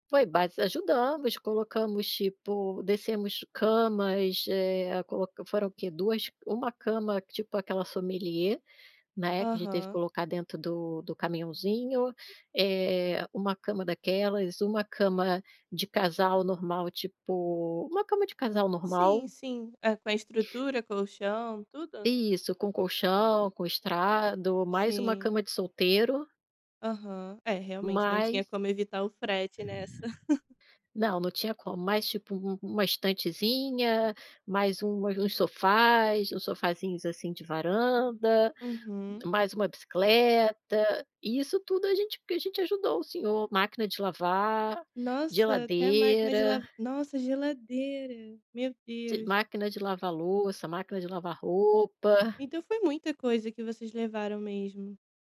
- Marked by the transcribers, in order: other background noise; laugh
- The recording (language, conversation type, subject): Portuguese, podcast, Como você decide quando gastar e quando economizar dinheiro?